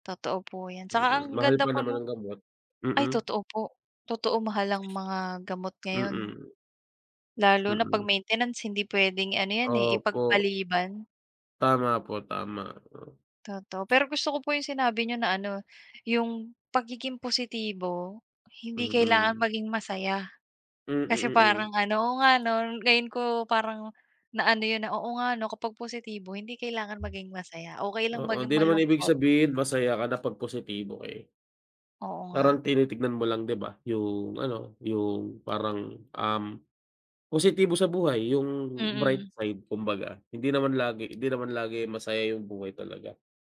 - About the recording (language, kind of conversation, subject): Filipino, unstructured, Paano mo hinaharap ang mga pagsubok at kabiguan sa buhay?
- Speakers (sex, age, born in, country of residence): female, 30-34, Philippines, Philippines; male, 25-29, Philippines, Philippines
- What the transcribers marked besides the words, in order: tapping